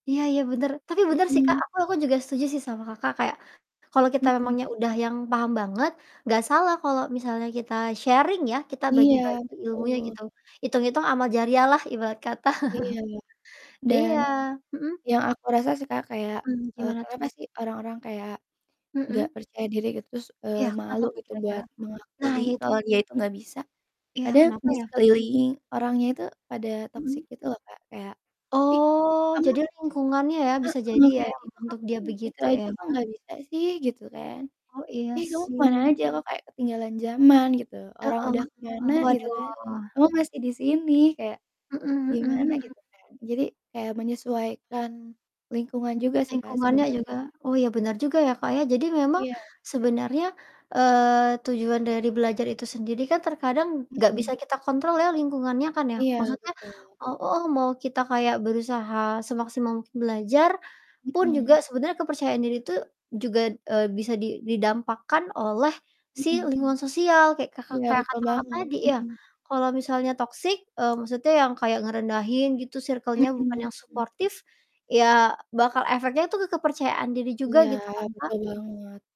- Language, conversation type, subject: Indonesian, unstructured, Bagaimana proses belajar bisa membuat kamu merasa lebih percaya diri?
- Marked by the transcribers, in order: distorted speech; static; in English: "sharing"; chuckle; other background noise; tapping